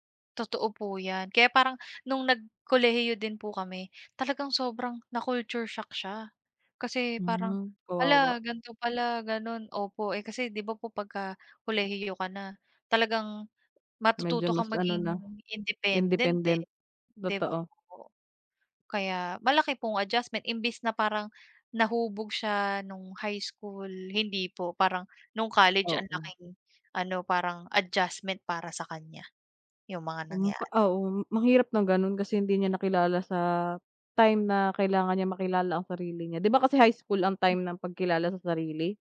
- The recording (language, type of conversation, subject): Filipino, unstructured, Ano ang palagay mo sa mga taong laging nagsisinungaling kahit sa maliliit na bagay lang?
- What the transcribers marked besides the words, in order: tapping